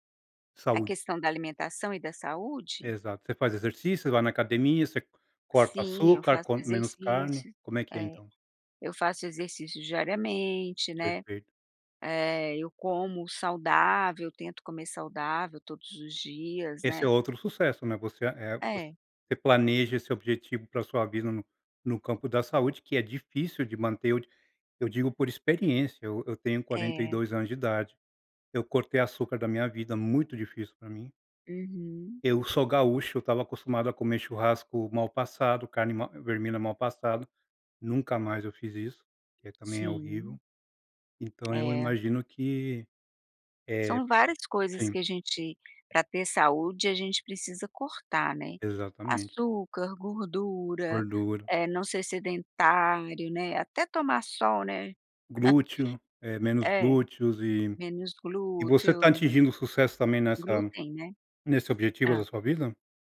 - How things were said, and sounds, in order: tapping; chuckle
- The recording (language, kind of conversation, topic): Portuguese, podcast, Como você define sucesso para si mesmo?